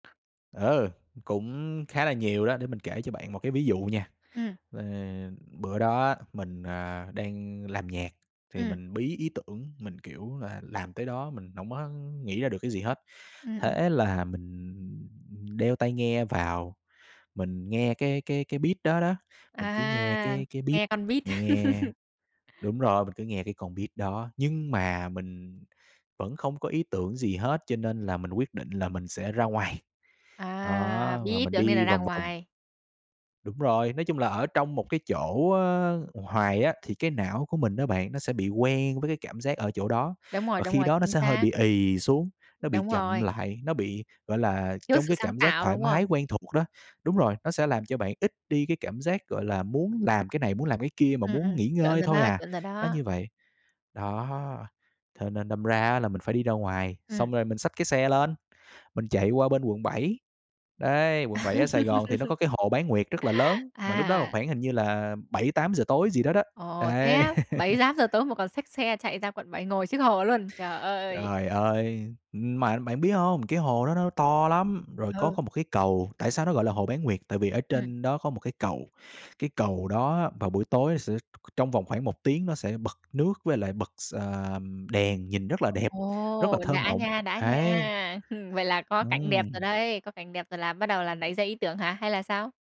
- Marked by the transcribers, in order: tapping; in English: "beat"; in English: "beat"; in English: "beat"; laugh; in English: "beat"; other background noise; laugh; chuckle
- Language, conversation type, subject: Vietnamese, podcast, Bạn có thói quen nào giúp bạn tìm được cảm hứng sáng tạo không?